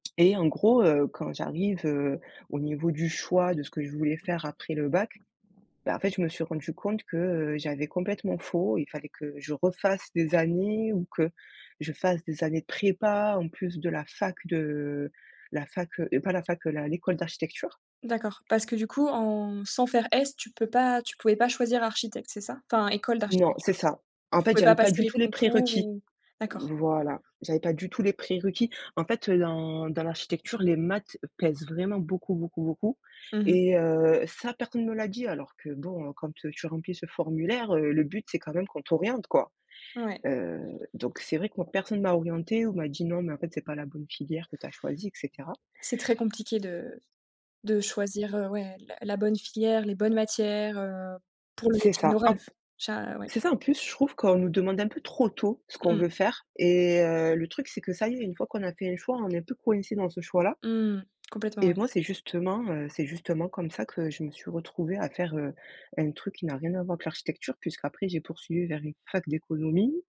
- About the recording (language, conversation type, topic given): French, podcast, Comment choisis-tu entre ta passion et ta sécurité financière ?
- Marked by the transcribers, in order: other background noise